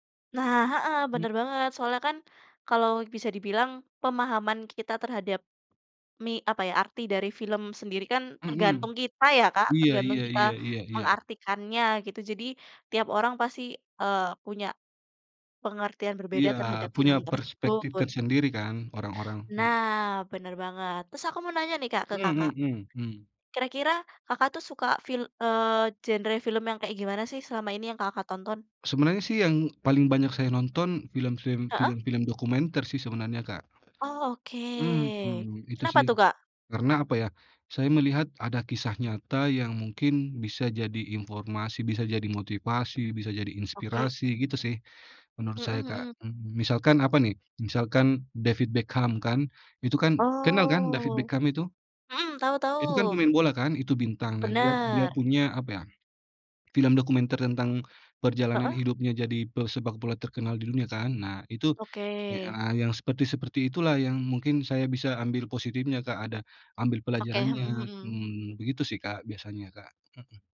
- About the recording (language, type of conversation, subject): Indonesian, unstructured, Apa film terakhir yang membuat kamu terkejut?
- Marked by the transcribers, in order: tapping; other background noise